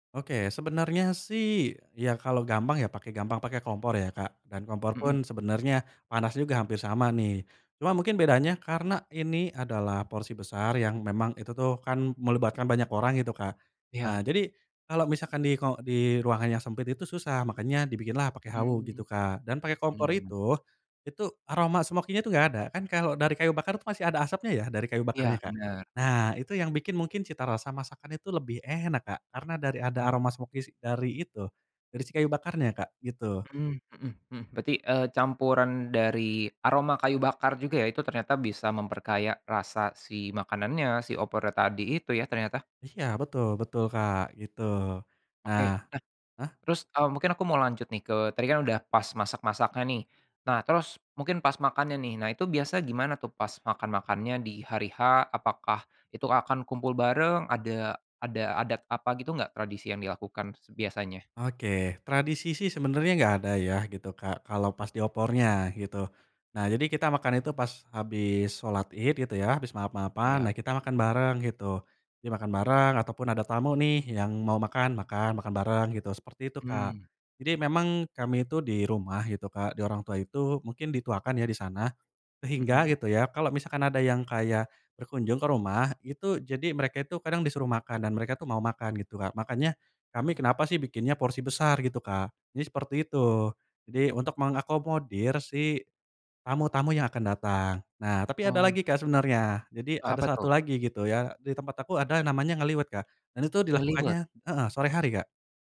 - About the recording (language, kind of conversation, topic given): Indonesian, podcast, Bagaimana tradisi makan keluarga Anda saat mudik atau pulang kampung?
- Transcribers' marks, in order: in English: "smoky-nya"; in English: "smoky"